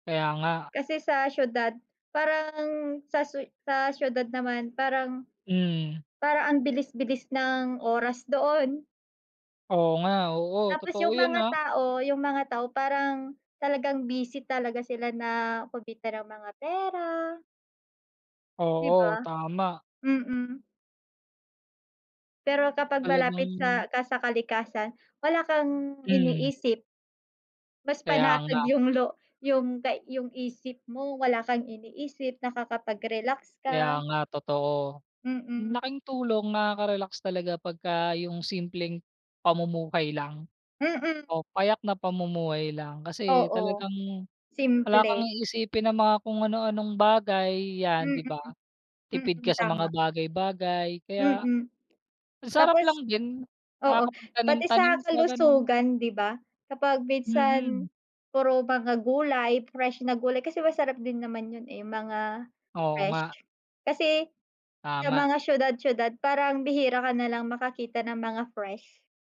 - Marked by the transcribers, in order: none
- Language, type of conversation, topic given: Filipino, unstructured, Bakit sa tingin mo mas masaya ang buhay kapag malapit ka sa kalikasan?